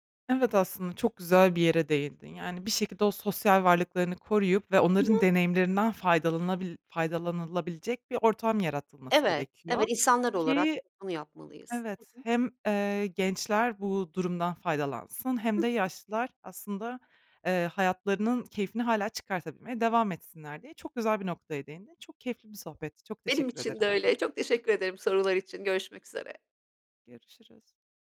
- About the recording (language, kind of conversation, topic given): Turkish, podcast, Yaşlı bir ebeveynin bakım sorumluluğunu üstlenmeyi nasıl değerlendirirsiniz?
- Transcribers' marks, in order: other background noise